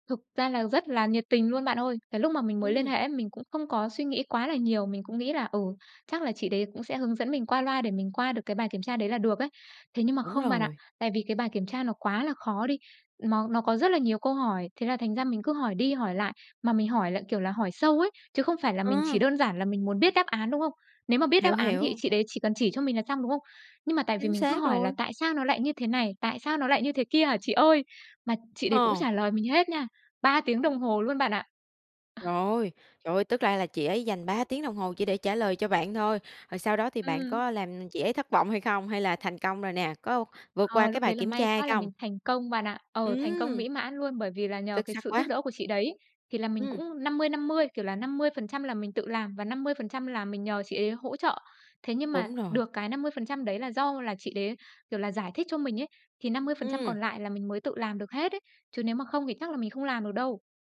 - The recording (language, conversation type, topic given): Vietnamese, podcast, Những dấu hiệu nào cho thấy một người cố vấn là người tốt?
- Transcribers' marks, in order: chuckle